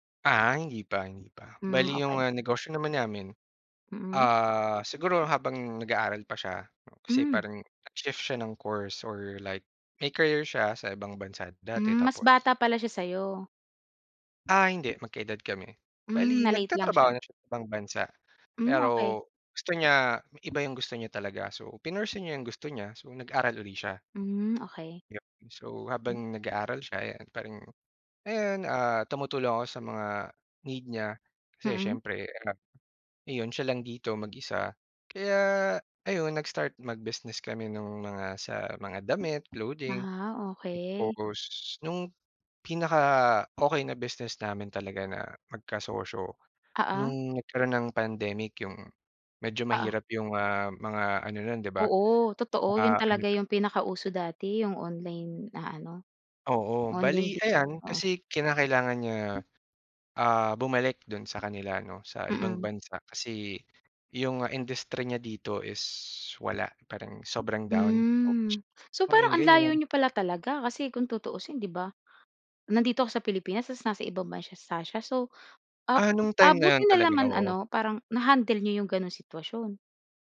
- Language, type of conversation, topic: Filipino, podcast, Paano ka nagpapasya kung iiwan mo o itutuloy ang isang relasyon?
- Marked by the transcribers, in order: tapping; lip smack; unintelligible speech; "bansa" said as "bansya"